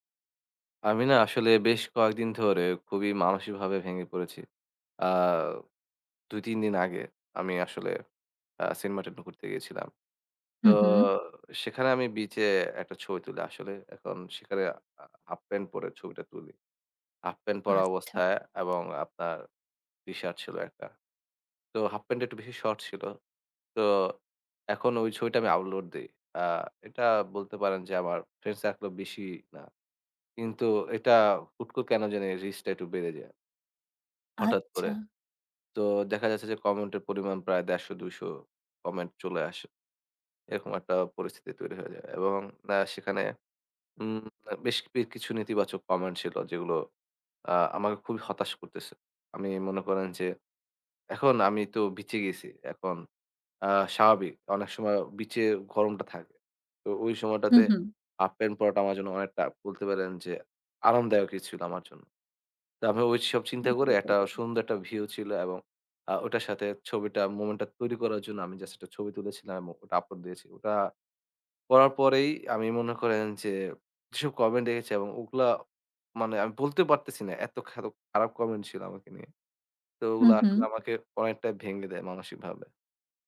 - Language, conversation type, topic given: Bengali, advice, সামাজিক মিডিয়ায় প্রকাশ্যে ট্রোলিং ও নিম্নমানের সমালোচনা কীভাবে মোকাবিলা করেন?
- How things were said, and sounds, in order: tapping; unintelligible speech